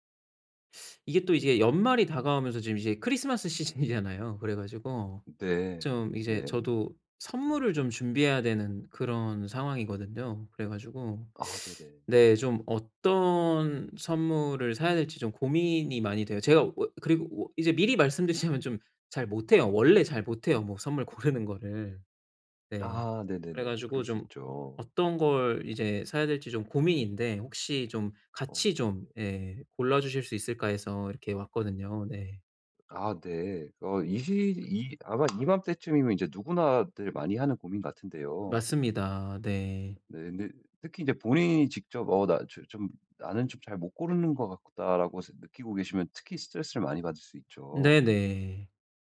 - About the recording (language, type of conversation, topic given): Korean, advice, 누군가에게 줄 선물을 고를 때 무엇을 먼저 고려해야 하나요?
- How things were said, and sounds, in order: tapping; laughing while speaking: "시즌이잖아요"; other background noise